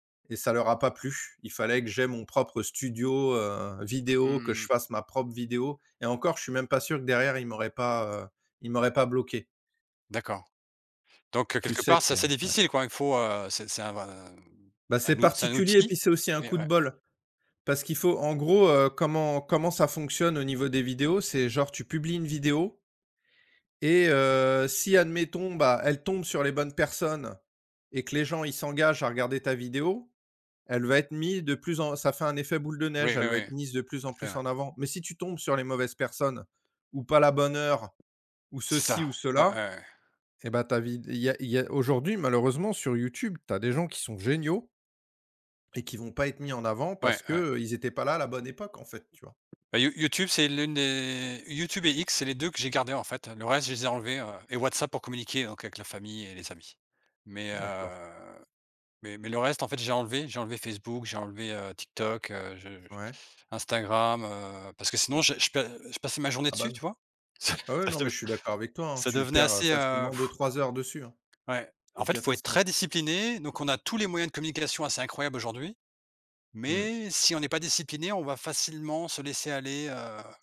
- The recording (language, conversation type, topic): French, unstructured, Comment la technologie a-t-elle changé ta façon de communiquer ?
- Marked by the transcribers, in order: tapping; other background noise; laughing while speaking: "Ça ça de"; blowing